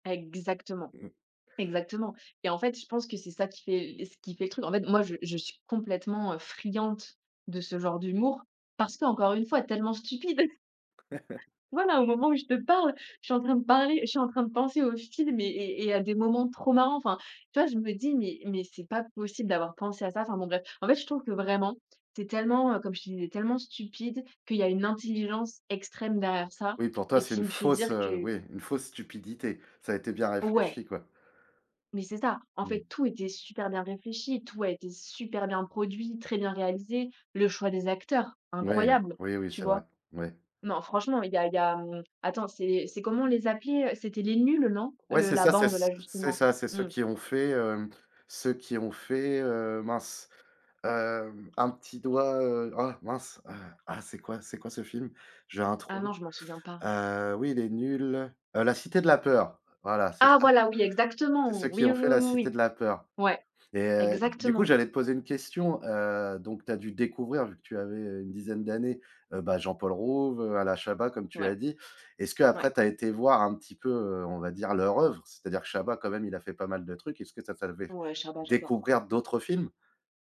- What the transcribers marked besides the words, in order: "friande" said as "friante"; chuckle
- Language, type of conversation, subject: French, podcast, Quel livre ou quel film t’accompagne encore au fil des années ?